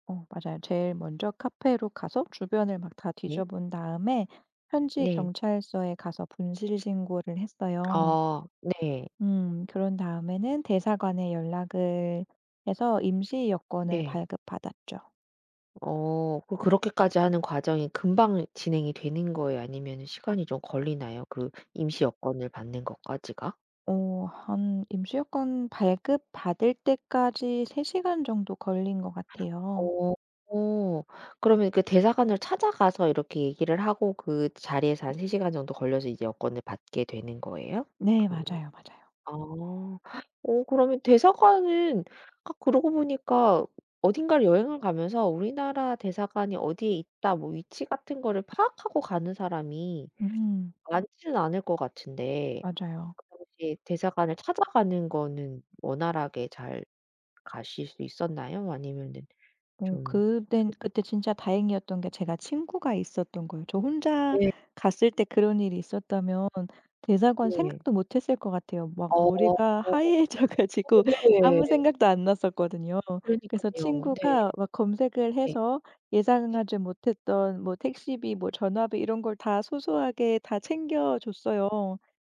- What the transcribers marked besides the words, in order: other background noise; tapping; laughing while speaking: "하얘져 가지고"; gasp
- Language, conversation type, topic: Korean, podcast, 여행 중 여권이나 신분증을 잃어버린 적이 있나요?
- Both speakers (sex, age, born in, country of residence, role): female, 35-39, South Korea, Germany, guest; female, 40-44, South Korea, United States, host